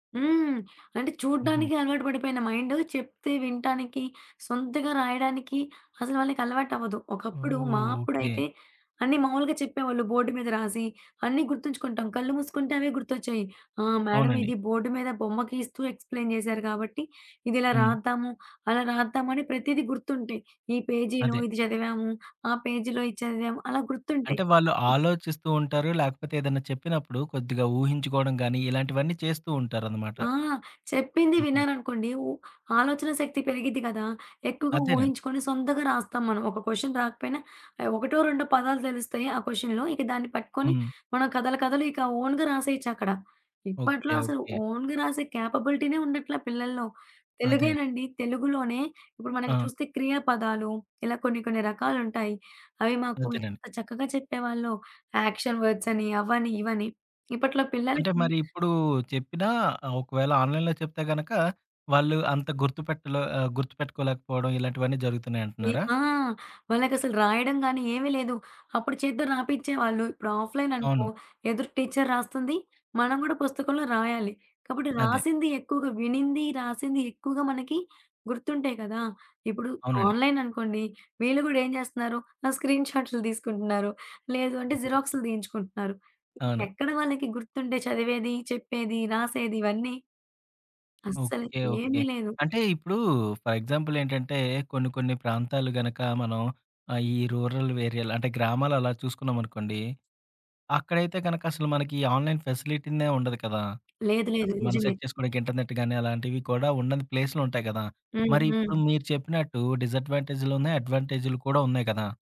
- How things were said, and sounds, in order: in English: "మేడమ్"; in English: "ఎక్స్‌ప్లైయిన్"; other background noise; in English: "క్వశ్చన్"; in English: "ఓన్‌గా"; in English: "ఓన్‌గా"; in English: "క్యాపబిలిటీనే"; in English: "యాక్షన్ వర్డ్స్"; in English: "ఆఫ్‌లైన్"; in English: "ఆన్‌లైన్"; in English: "స్క్రీన్ షాట్లు"; giggle; in English: "ఫర్ ఎగ్జాంపుల్"; in English: "రూరల్ ఏరియలు"; in English: "ఆన్‌లైన్ ఫెసిలిటీనే"; in English: "సెట్"; tapping; in English: "ఇంటర్నెట్"
- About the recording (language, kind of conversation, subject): Telugu, podcast, ఆన్‌లైన్ నేర్చుకోవడం పాఠశాల విద్యను ఎలా మెరుగుపరచగలదని మీరు భావిస్తారు?